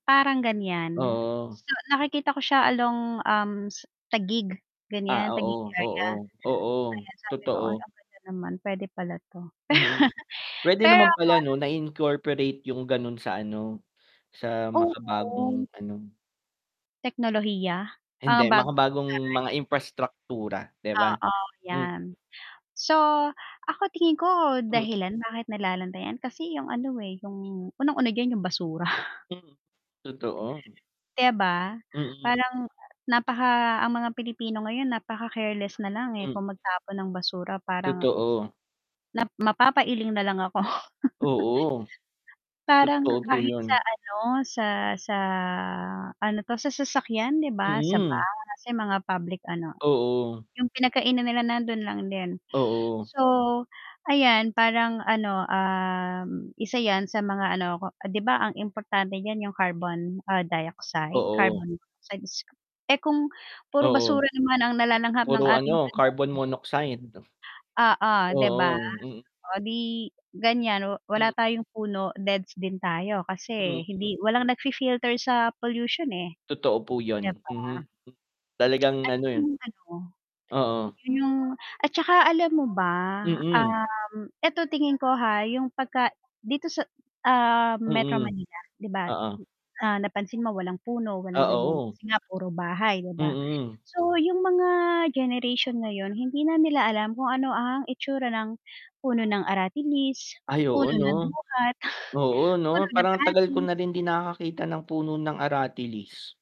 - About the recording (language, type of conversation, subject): Filipino, unstructured, Ano ang pakiramdam mo kapag nakikita mong nalalanta ang mga punong nasa paligid mo?
- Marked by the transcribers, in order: background speech; static; lip smack; laugh; unintelligible speech; horn; distorted speech; other noise; laugh; tapping; tsk; laughing while speaking: "duhat"